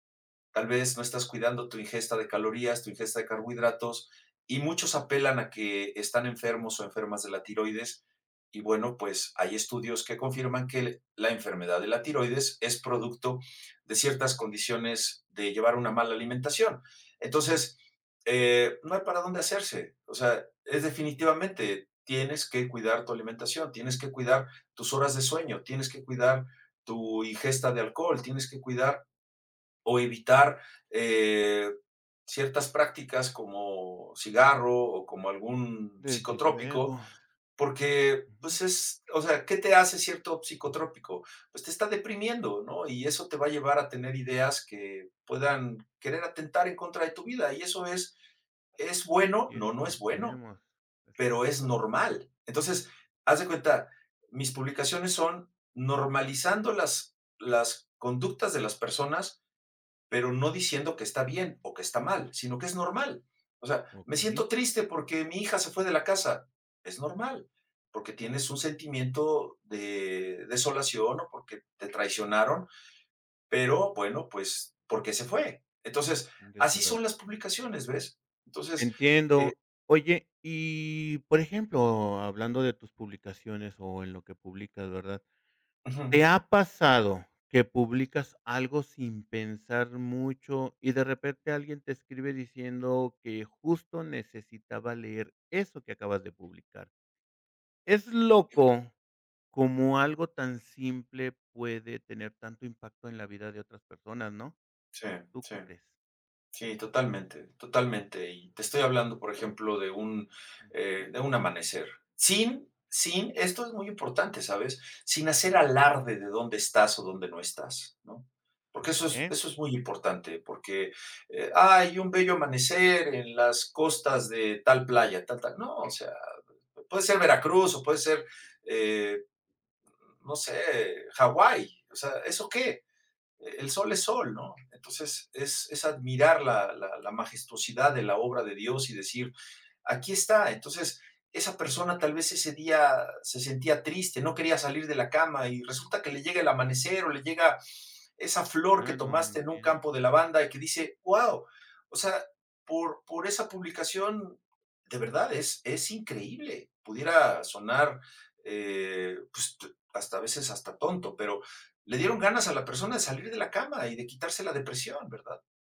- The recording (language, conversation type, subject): Spanish, podcast, ¿Qué te motiva a compartir tus creaciones públicamente?
- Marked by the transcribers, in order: none